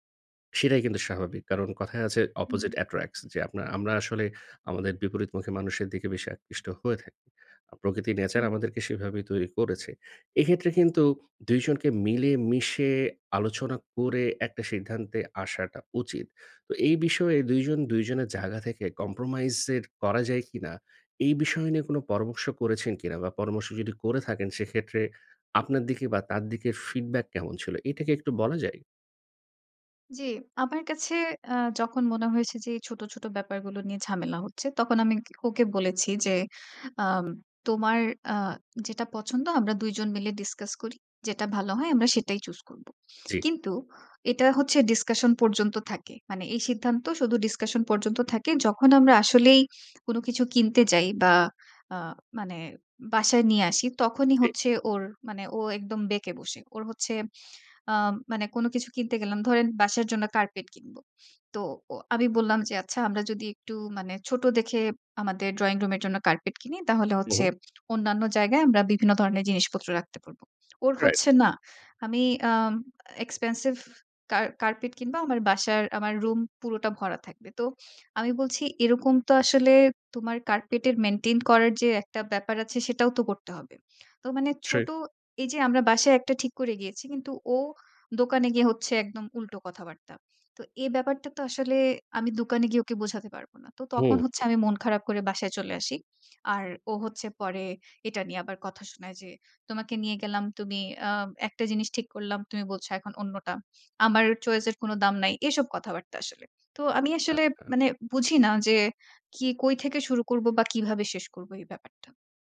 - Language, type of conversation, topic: Bengali, advice, মিনিমালিজম অনুসরণ করতে চাই, কিন্তু পরিবার/সঙ্গী সমর্থন করে না
- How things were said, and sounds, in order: in English: "opposite attracts"; in English: "nature"; in English: "compromise"; in English: "feedback"; in English: "discussion"; in English: "discussion"; in English: "carpet"; in English: "drawing room"; in English: "expensive"; in English: "maintain"; tapping